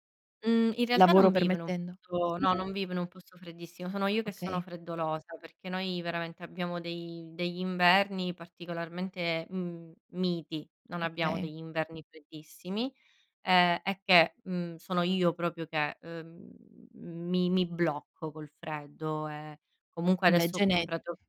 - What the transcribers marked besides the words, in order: "proprio" said as "propio"; other background noise
- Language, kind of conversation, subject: Italian, podcast, Com'è la tua routine mattutina nei giorni feriali?